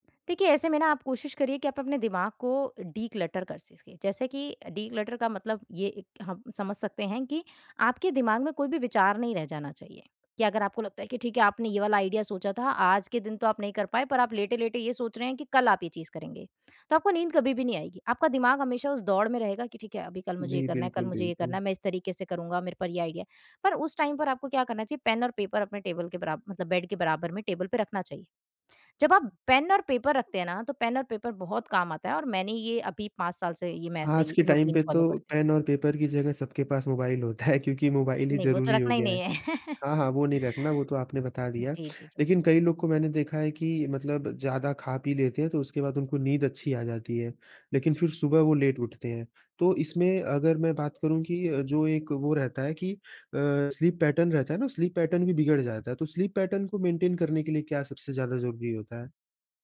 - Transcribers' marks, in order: in English: "डि-क्लटर"; in English: "डि-क्लटर"; in English: "आइडिया"; in English: "आइडिया"; in English: "टाइम"; in English: "पेपर"; in English: "बेड"; in English: "पेपर"; in English: "पेपर"; in English: "रूटीन फॉलो"; in English: "टाइम"; in English: "पेपर"; chuckle; chuckle; in English: "स्लीप पैटर्न"; in English: "स्लीप पैटर्न"; in English: "स्लीप पैटर्न"; in English: "मेंटेन"
- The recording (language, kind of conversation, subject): Hindi, podcast, अच्छी नींद के लिए आप कौन-सा रूटीन अपनाते हैं?